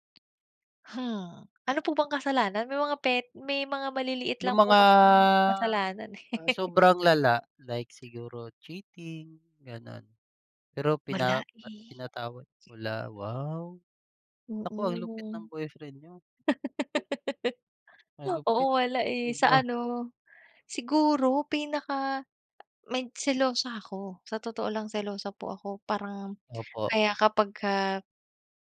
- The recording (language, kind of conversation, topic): Filipino, unstructured, Ano ang kahalagahan ng pagpapatawad sa isang relasyon?
- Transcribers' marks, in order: tapping; laugh; laugh